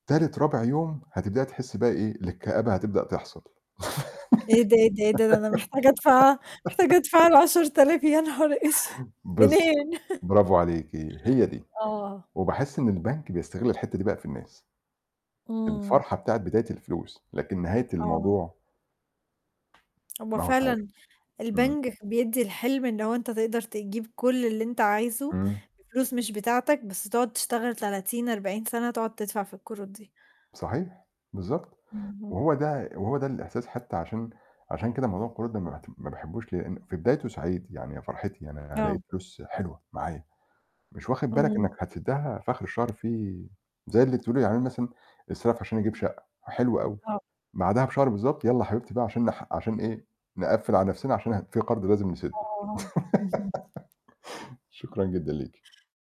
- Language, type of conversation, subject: Arabic, unstructured, هل إنت شايف إن البنوك بتستغل الناس في القروض؟
- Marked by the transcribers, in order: tapping; other background noise; giggle; laughing while speaking: "منين؟!"; chuckle; "البنك" said as "البنجخ"; distorted speech; laugh